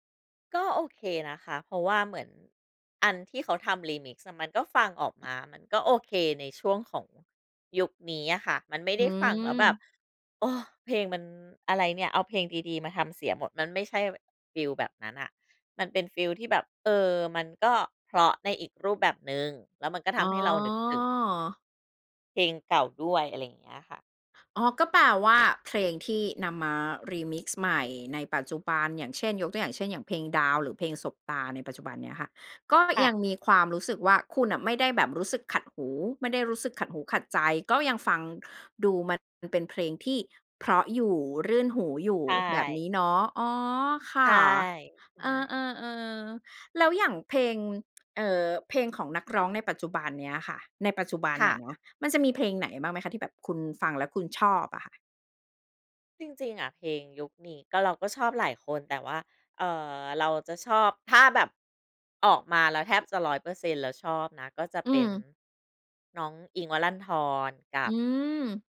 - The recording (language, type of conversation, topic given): Thai, podcast, คุณยังจำเพลงแรกที่คุณชอบได้ไหม?
- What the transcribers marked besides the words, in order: tapping; drawn out: "อ๋อ"; other background noise